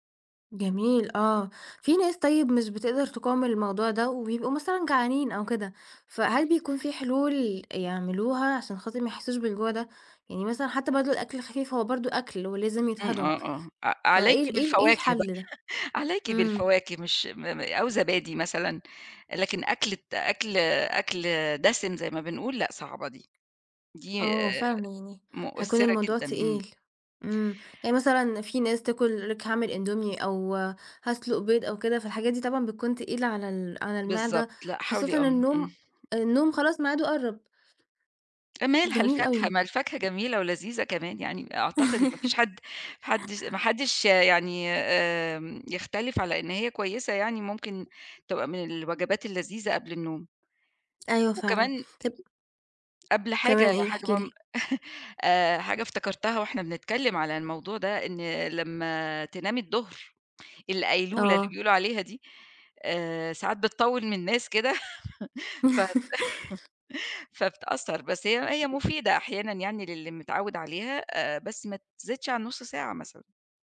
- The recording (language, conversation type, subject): Arabic, podcast, إيه أبسط تغيير عملته وفرق معاك في النوم؟
- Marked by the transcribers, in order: tapping; laugh; laugh; other noise; laugh; laugh